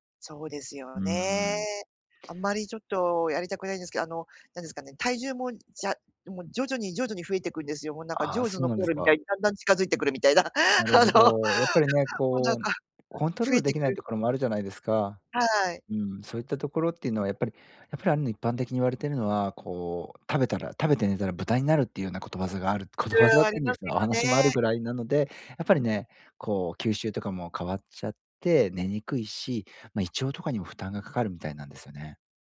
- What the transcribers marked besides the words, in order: giggle; laughing while speaking: "あの"; laughing while speaking: "諺だったんですか"
- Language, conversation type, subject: Japanese, advice, 食事の時間が不規則で体調を崩している